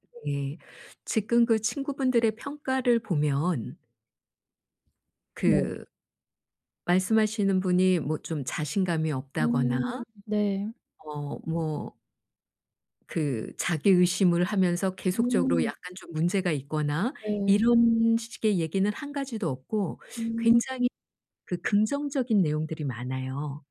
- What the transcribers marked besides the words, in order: tapping; other background noise
- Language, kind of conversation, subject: Korean, advice, 자기의심을 줄이고 자신감을 키우려면 어떻게 해야 하나요?